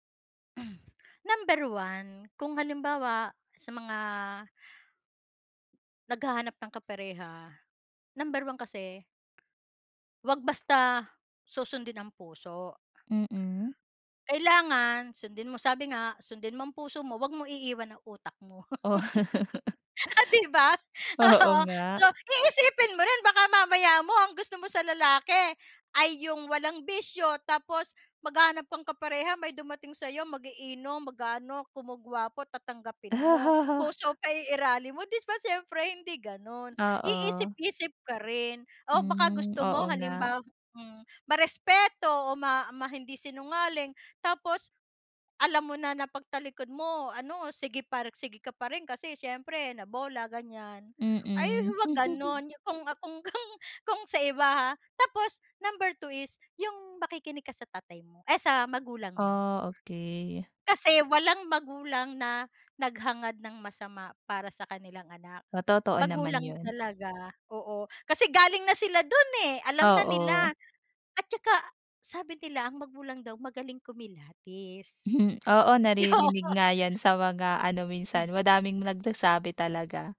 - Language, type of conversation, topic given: Filipino, podcast, Ano ang pinakamahalaga sa iyo kapag pumipili ka ng kapareha?
- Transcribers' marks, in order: throat clearing; gasp; tapping; other background noise; laugh; chuckle; gasp; laugh; chuckle; chuckle; chuckle; laughing while speaking: "Oo"; gasp; throat clearing; other noise